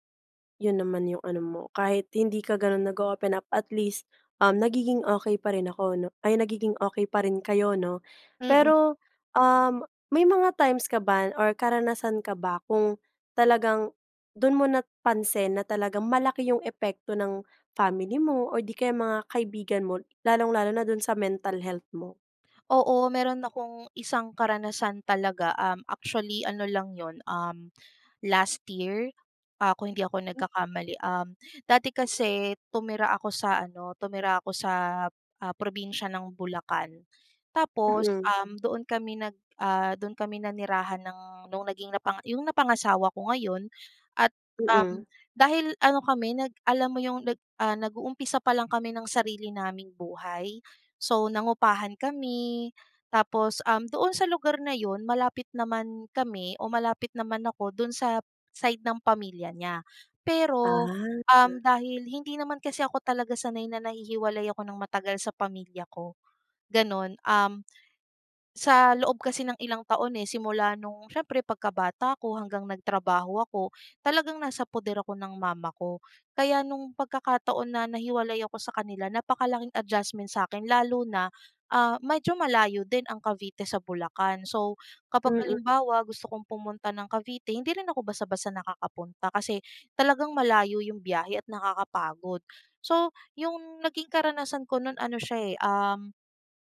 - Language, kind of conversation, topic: Filipino, podcast, Ano ang papel ng pamilya o mga kaibigan sa iyong kalusugan at kabutihang-pangkalahatan?
- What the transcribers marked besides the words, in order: other background noise; unintelligible speech; drawn out: "Ah"